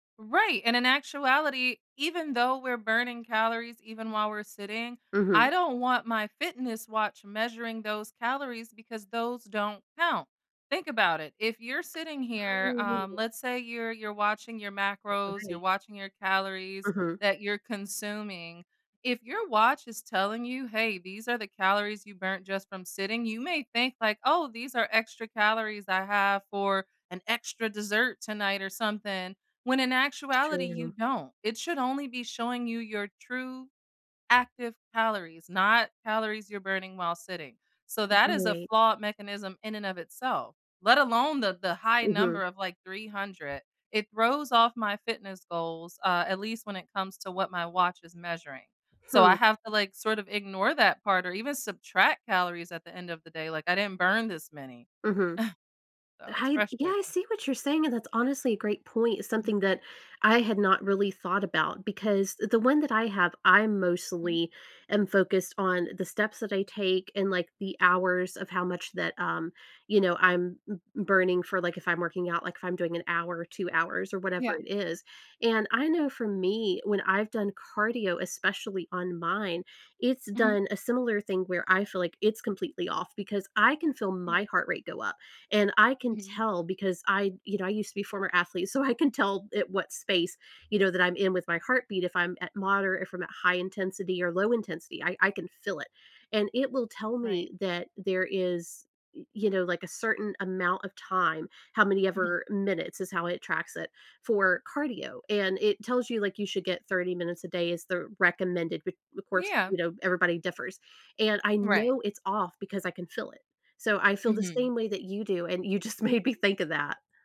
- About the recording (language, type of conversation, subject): English, unstructured, How do I decide to try a new trend, class, or gadget?
- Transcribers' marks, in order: other background noise; scoff; laughing while speaking: "you just made me"